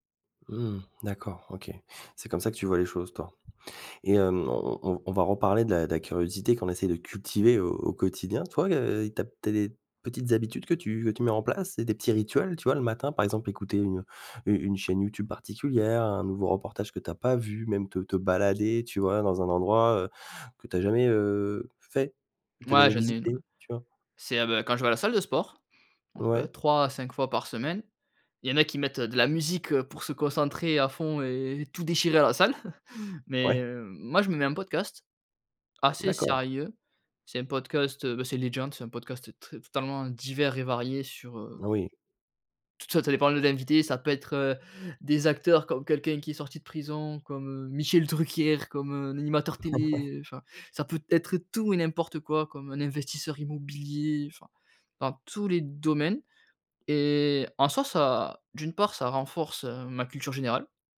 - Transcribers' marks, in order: tapping; laugh; laughing while speaking: "Ah ouais !"
- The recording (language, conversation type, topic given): French, podcast, Comment cultives-tu ta curiosité au quotidien ?